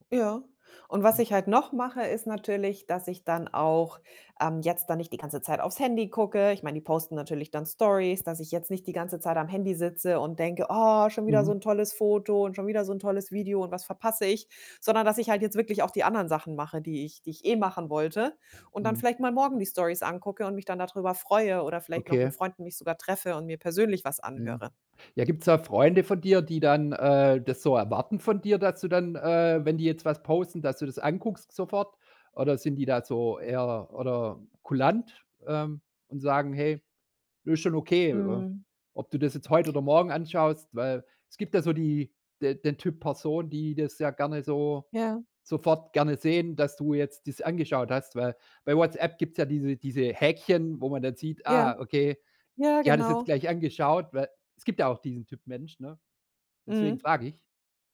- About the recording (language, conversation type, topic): German, podcast, Wie gehst du mit der Angst um, etwas zu verpassen?
- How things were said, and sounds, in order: tapping; other background noise